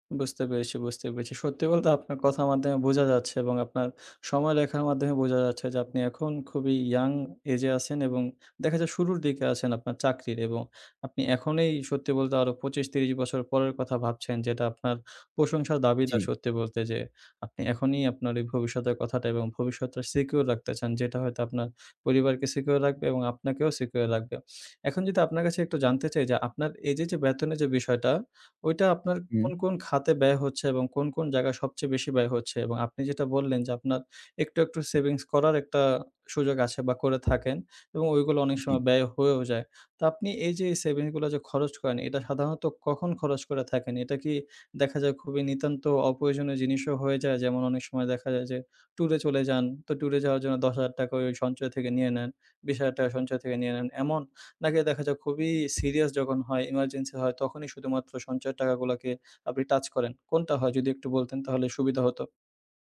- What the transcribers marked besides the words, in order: other background noise; tapping
- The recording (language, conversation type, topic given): Bengali, advice, অবসরকালীন সঞ্চয় নিয়ে আপনি কেন টালবাহানা করছেন এবং অনিশ্চয়তা বোধ করছেন?
- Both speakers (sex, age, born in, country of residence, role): male, 20-24, Bangladesh, Bangladesh, advisor; male, 25-29, Bangladesh, Bangladesh, user